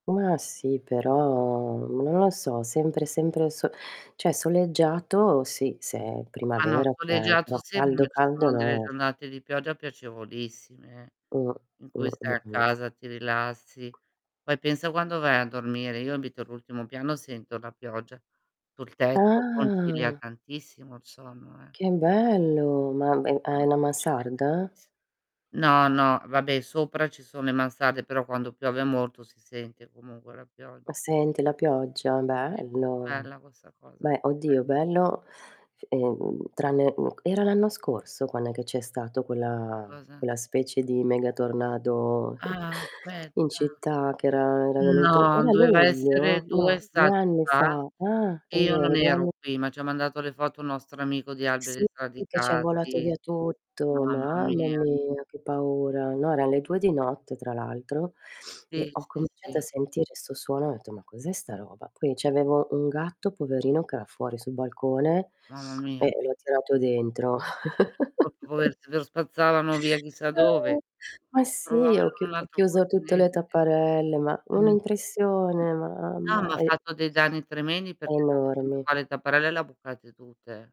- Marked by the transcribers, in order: "cioè" said as "ceh"; other background noise; distorted speech; tapping; static; drawn out: "Ah"; unintelligible speech; unintelligible speech; chuckle; unintelligible speech; laugh; other noise
- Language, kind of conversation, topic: Italian, unstructured, Preferiresti vivere in una città sempre soleggiata o in una dove si susseguono tutte le stagioni?